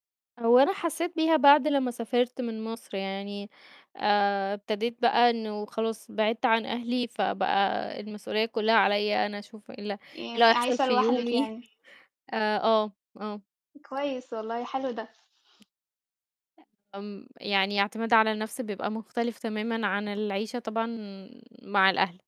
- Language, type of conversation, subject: Arabic, unstructured, هل بتحب تشارك ذكرياتك مع العيلة ولا مع صحابك؟
- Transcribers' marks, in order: background speech; laughing while speaking: "يومي"; chuckle; tapping; static; other noise; other background noise